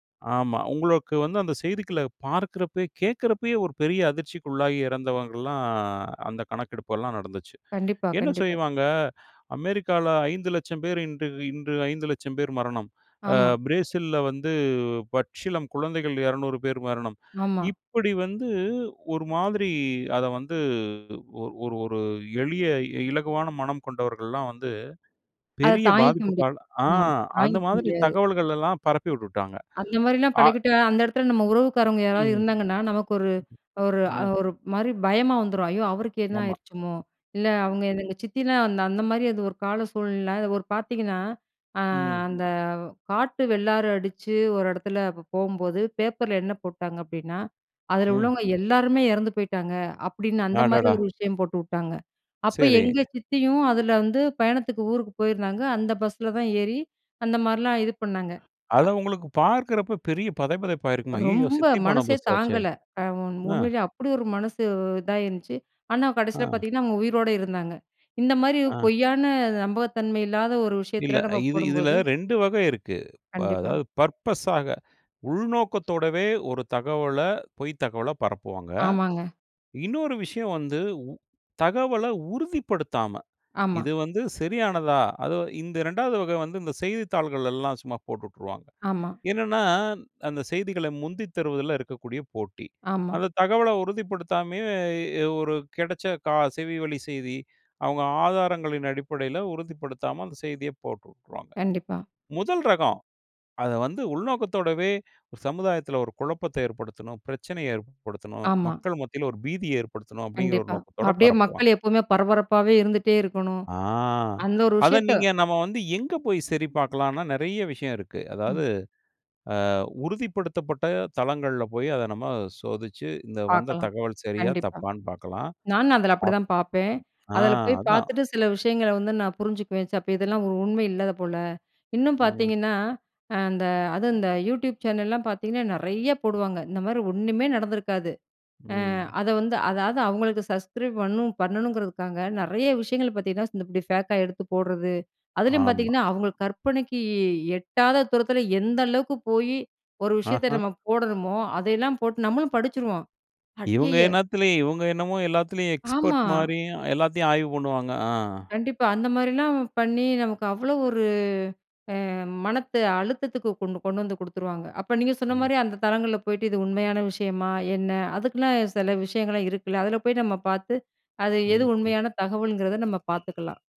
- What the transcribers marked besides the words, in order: other noise; breath; breath; stressed: "ரொம்ப"; in English: "பர்ப்பஸாக"; other background noise; in English: "ஃபேக்கா"; drawn out: "கற்பனைக்கு"; in English: "எக்ஸ்பெர்ட்"; drawn out: "ஒரு"; "மன" said as "மனத்து"; blowing
- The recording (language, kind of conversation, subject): Tamil, podcast, நம்பிக்கையான தகவல் மூலங்களை எப்படி கண்டுபிடிக்கிறீர்கள்?